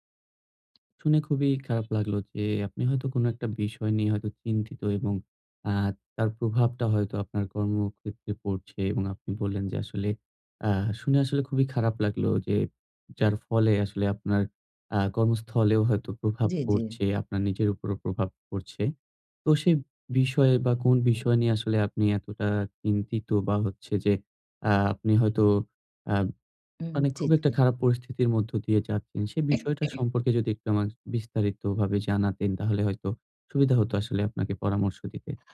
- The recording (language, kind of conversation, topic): Bengali, advice, সন্তান পালন নিয়ে স্বামী-স্ত্রীর ক্রমাগত তর্ক
- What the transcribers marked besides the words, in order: horn; throat clearing